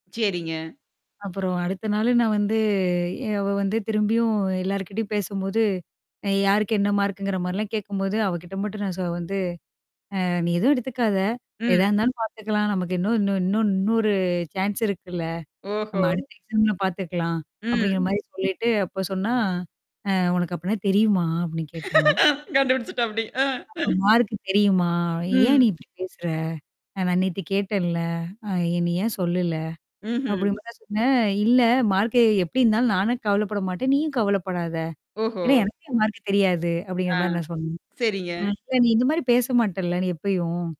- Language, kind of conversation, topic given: Tamil, podcast, ஒருவரிடம் நேரடியாக உண்மையை எப்படிச் சொல்லுவீர்கள்?
- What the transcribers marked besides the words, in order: mechanical hum; static; drawn out: "அ"; distorted speech; in English: "சான்ஸ்"; in English: "எக்ஸாம்ல"; tapping; other background noise; drawn out: "அ"; laughing while speaking: "கண்டுபிடிச்சுட்டாப்டி அ"